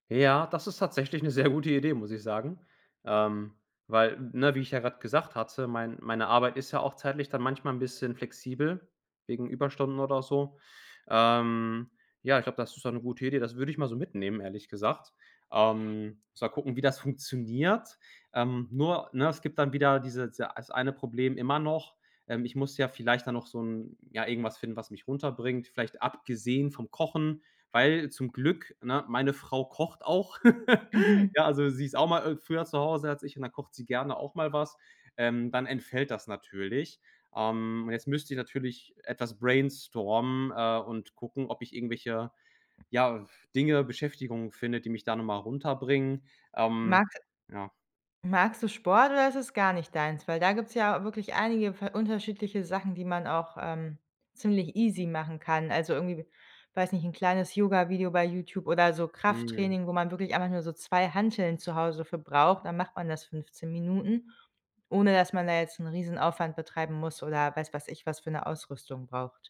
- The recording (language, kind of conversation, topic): German, advice, Wie finde ich trotz Job und Familie genug Zeit für kreative Arbeit?
- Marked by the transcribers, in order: laughing while speaking: "sehr"; other background noise; laugh; in English: "easy"